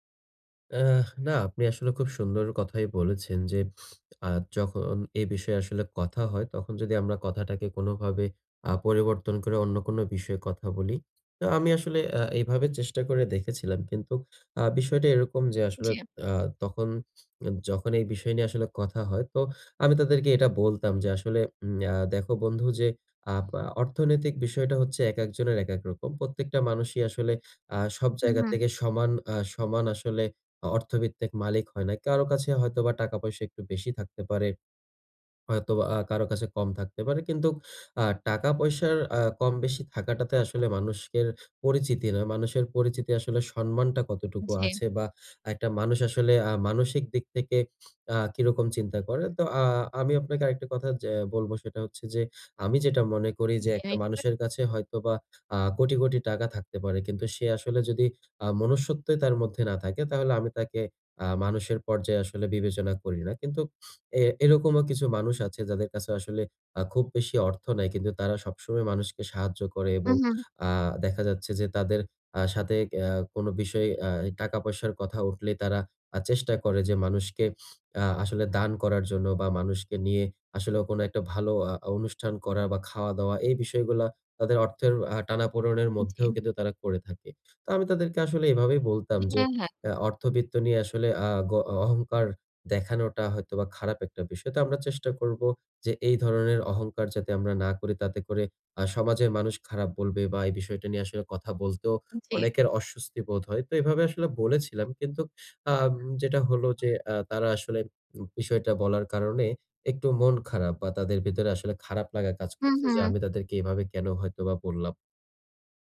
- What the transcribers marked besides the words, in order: horn; other noise
- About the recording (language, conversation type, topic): Bengali, advice, অর্থ নিয়ে কথোপকথন শুরু করতে আমার অস্বস্তি কাটাব কীভাবে?